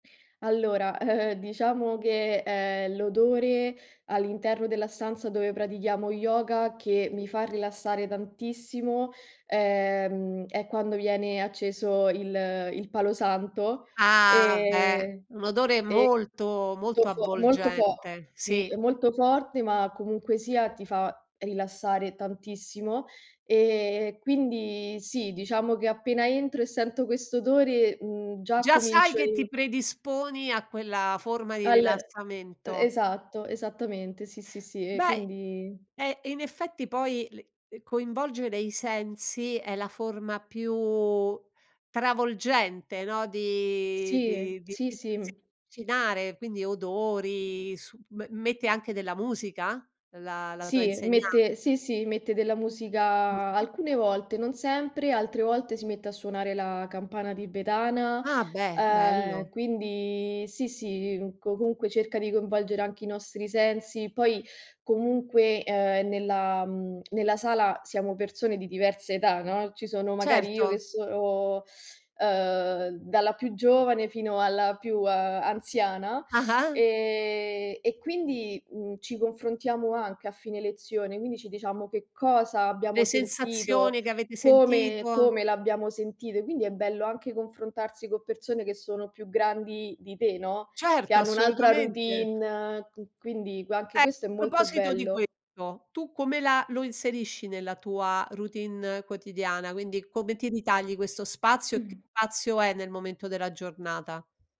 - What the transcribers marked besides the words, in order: chuckle; "molto" said as "to"; other background noise; drawn out: "di"; tapping; other noise
- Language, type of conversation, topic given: Italian, podcast, Qual è un’attività che ti rilassa davvero e perché?